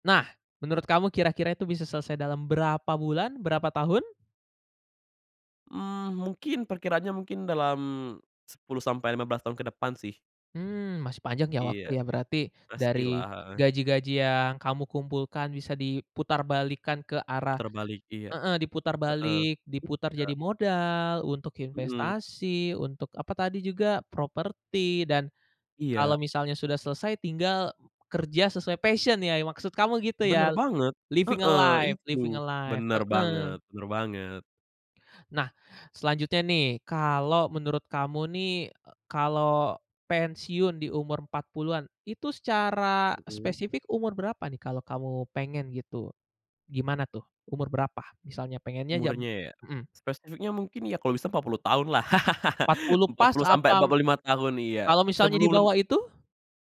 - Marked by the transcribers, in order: in English: "passion"; in English: "Living a life living a life"; laugh
- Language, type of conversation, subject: Indonesian, podcast, Bagaimana kamu memutuskan antara stabilitas dan mengikuti panggilan hati?